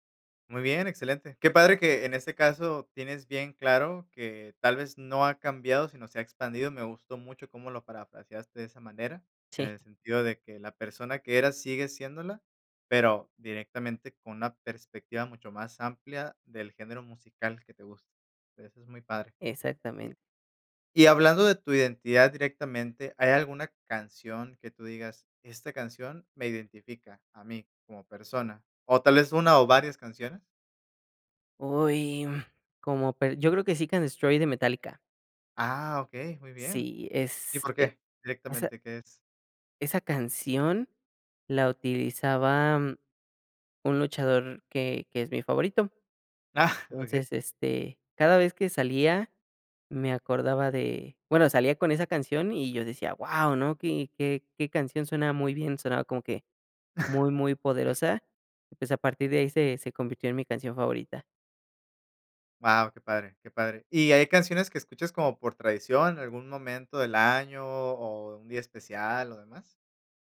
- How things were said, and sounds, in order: tapping; giggle; chuckle; other noise
- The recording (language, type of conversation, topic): Spanish, podcast, ¿Qué canción te transporta a la infancia?